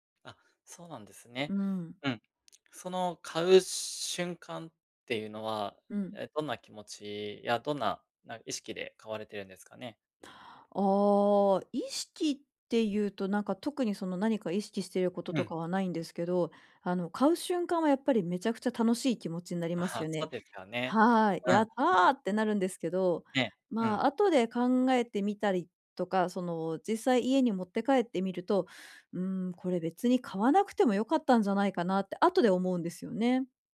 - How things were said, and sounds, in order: laughing while speaking: "ああ"; joyful: "やったー！"
- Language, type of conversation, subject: Japanese, advice, 衝動買いを抑えるにはどうすればいいですか？